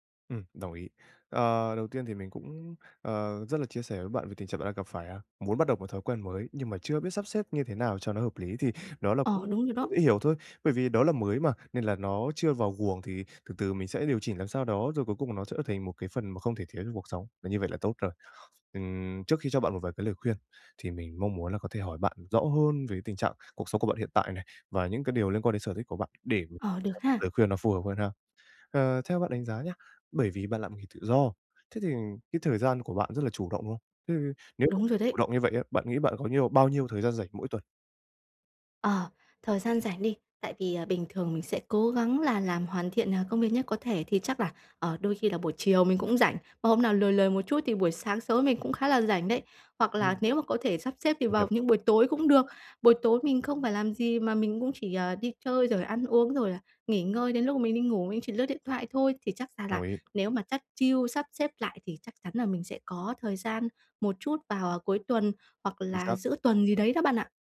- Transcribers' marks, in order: other background noise; tapping
- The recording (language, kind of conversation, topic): Vietnamese, advice, Làm sao để tìm thời gian cho sở thích cá nhân của mình?